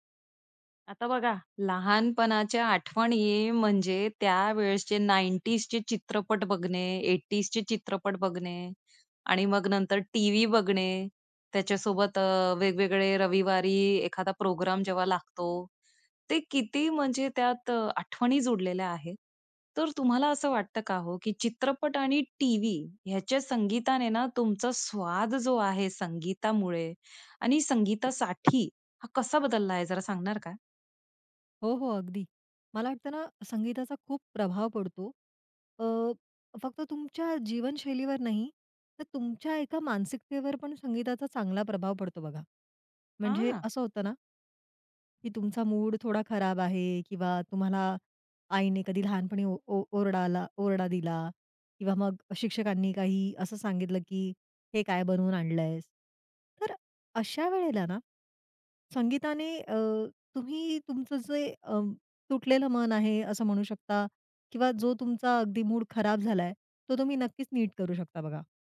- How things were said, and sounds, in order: other background noise; tapping
- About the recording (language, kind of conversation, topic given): Marathi, podcast, चित्रपट आणि टीव्हीच्या संगीतामुळे तुझ्या संगीत-आवडीत काय बदल झाला?